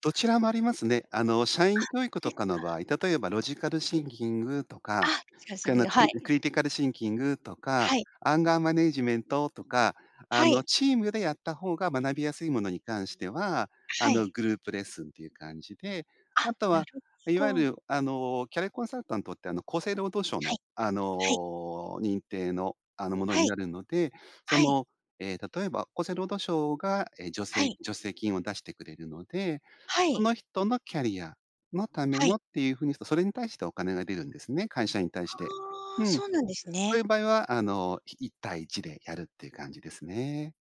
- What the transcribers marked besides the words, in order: in English: "ロジカルシンキング"; in English: "ロジカルシンキング"; in English: "クリティカルシンキング"; other background noise; in English: "アンガーマネージメント"
- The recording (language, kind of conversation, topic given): Japanese, podcast, 質問をうまく活用するコツは何だと思いますか？